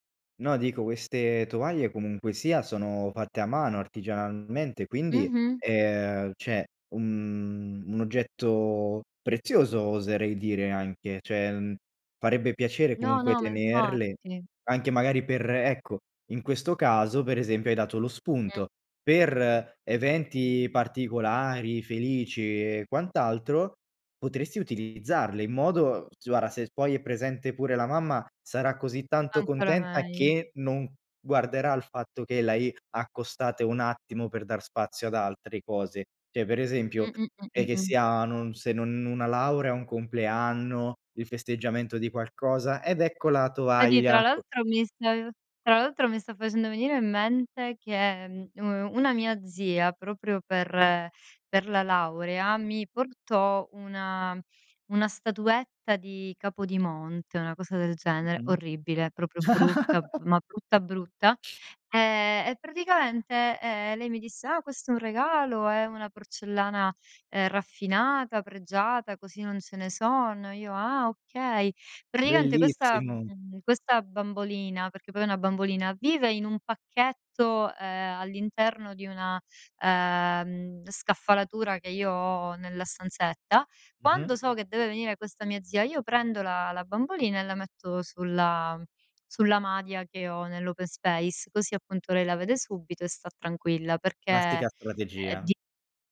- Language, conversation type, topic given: Italian, advice, Perché faccio fatica a buttare via oggetti con valore sentimentale anche se non mi servono più?
- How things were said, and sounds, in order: "cioè" said as "ceh"; drawn out: "un"; "cioè" said as "ceh"; "guarda" said as "guara"; "Cioè" said as "ceh"; other background noise; tapping; chuckle; in English: "open space"